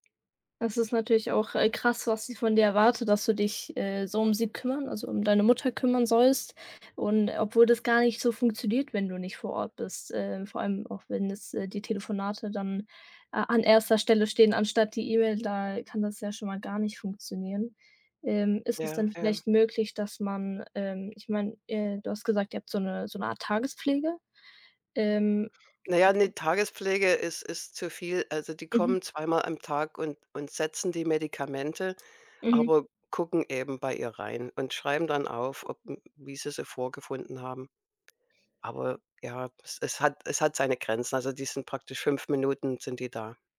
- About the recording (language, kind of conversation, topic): German, advice, Wie kann ich die Pflege meiner alternden Eltern übernehmen?
- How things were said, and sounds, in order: other background noise; unintelligible speech